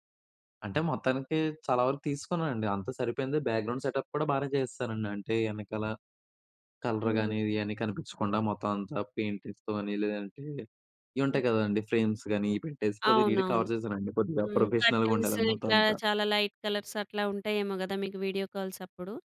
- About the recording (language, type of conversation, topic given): Telugu, podcast, ఆన్లైన్‌లో పని చేయడానికి మీ ఇంట్లోని స్థలాన్ని అనుకూలంగా ఎలా మార్చుకుంటారు?
- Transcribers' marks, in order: in English: "బ్యాక్‌గ్రౌండ్ సెటప్"; in English: "కలర్"; in English: "పెయింటింగ్స్"; in English: "ఫ్రేమ్స్"; in English: "నీట్ కవర్"; in English: "కర్టెన్స్"; in English: "ప్రొఫెషనల్‌గా"; in English: "లైట్ కలర్స్"; in English: "వీడియో కాల్స్"